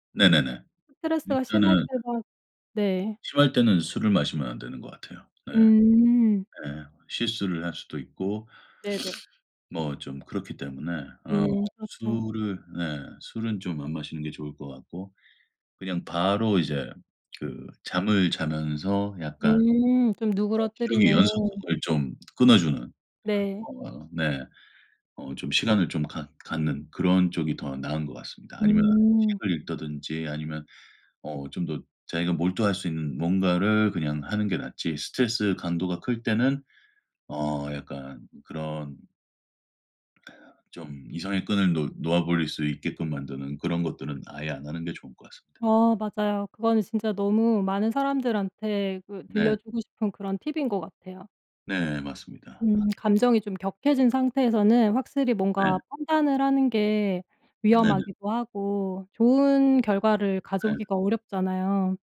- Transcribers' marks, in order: other background noise; tapping; sniff; "읽는다든지" said as "읽다든지"; laugh
- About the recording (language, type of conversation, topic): Korean, podcast, 스트레스를 받을 때는 보통 어떻게 푸시나요?